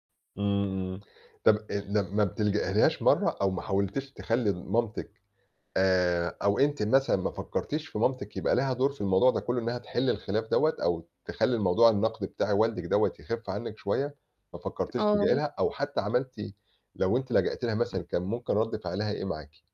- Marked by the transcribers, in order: static
- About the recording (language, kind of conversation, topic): Arabic, advice, إزاي أتعامل مع النقد اللي بيجيلي باستمرار من حد من عيلتي؟